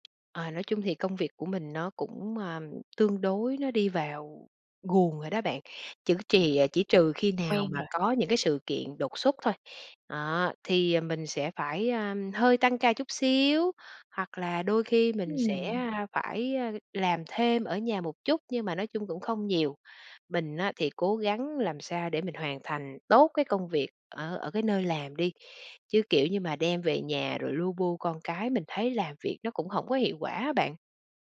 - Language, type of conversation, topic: Vietnamese, podcast, Bạn cân bằng giữa công việc và gia đình như thế nào?
- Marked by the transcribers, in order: tapping; other background noise